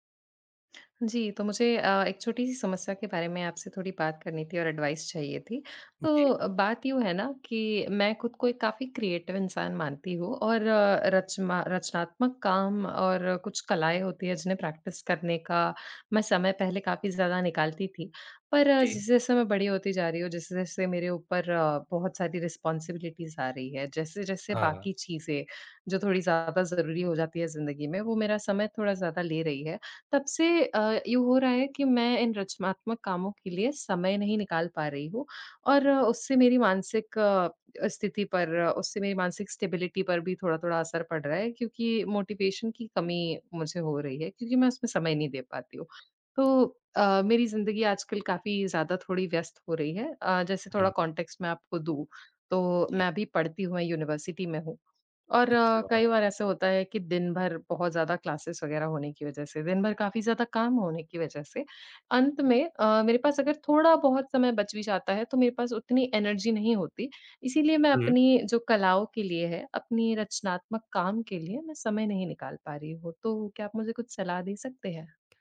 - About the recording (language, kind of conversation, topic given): Hindi, advice, आप रोज़ रचनात्मक काम के लिए समय कैसे निकाल सकते हैं?
- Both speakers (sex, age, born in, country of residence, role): female, 20-24, India, India, user; male, 25-29, India, India, advisor
- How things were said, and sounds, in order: in English: "एडवाइस"; in English: "क्रिएटिव"; in English: "प्रैक्टिस"; in English: "रिस्पॉन्सिबिलिटीज़"; in English: "स्टेबिलिटी"; in English: "मोटिवेशन"; in English: "कॉन्टेक्स्ट"; in English: "यूनिवर्सिटी"; in English: "क्लासेस"; in English: "एनर्जी"